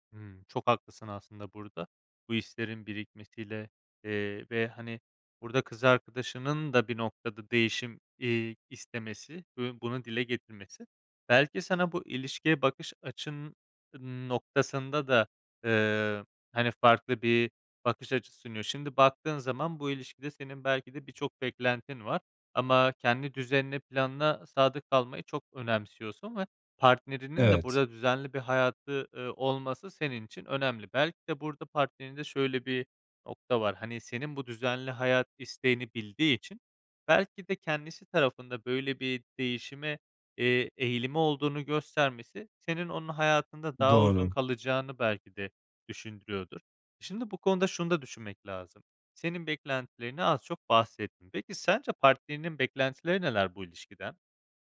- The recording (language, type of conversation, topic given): Turkish, advice, Yeni tanıştığım biriyle iletişim beklentilerimi nasıl net bir şekilde konuşabilirim?
- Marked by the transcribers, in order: other background noise